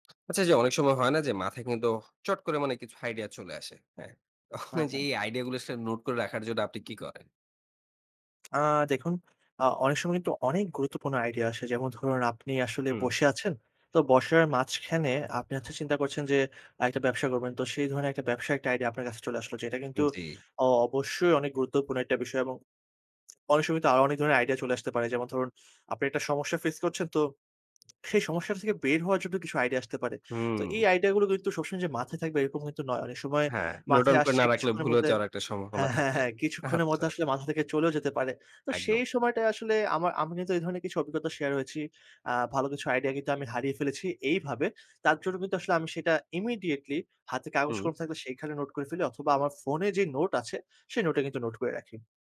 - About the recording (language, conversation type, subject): Bengali, podcast, তুমি কীভাবে আইডিয়াগুলো নোট করে রাখো?
- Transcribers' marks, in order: other background noise; laughing while speaking: "তখন"; tapping; "বসার" said as "বর্ষার"; laughing while speaking: "আচ্ছা"